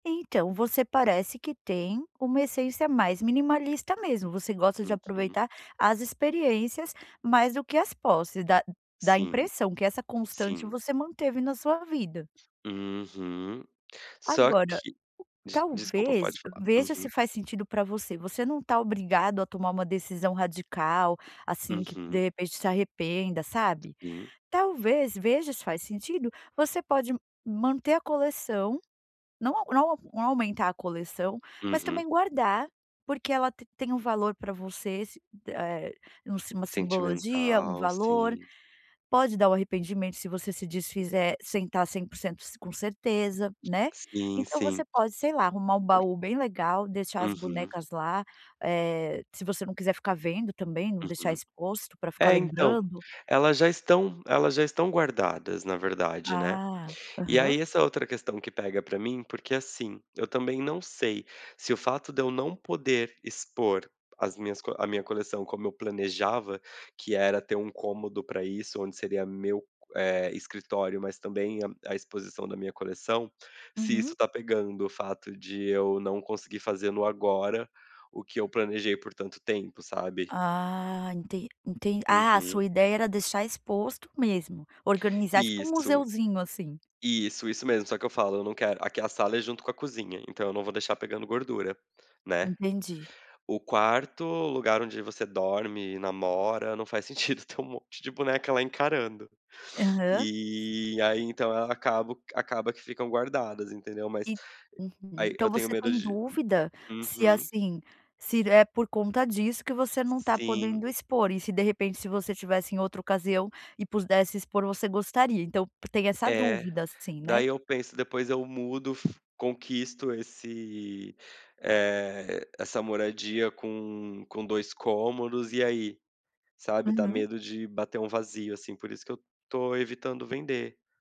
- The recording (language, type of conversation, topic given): Portuguese, advice, Como posso começar a reduzir minhas posses e simplificar a vida sem me sentir sobrecarregado?
- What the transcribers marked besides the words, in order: other background noise; other noise; tapping; sniff